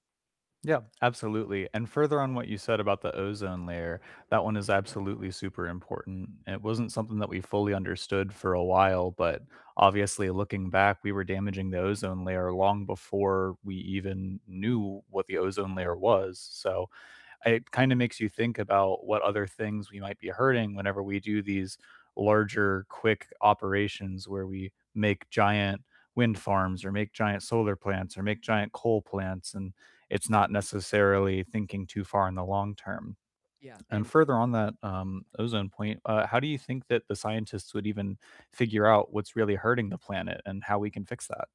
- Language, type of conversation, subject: English, unstructured, How can science help us take care of the planet?
- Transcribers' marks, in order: distorted speech; background speech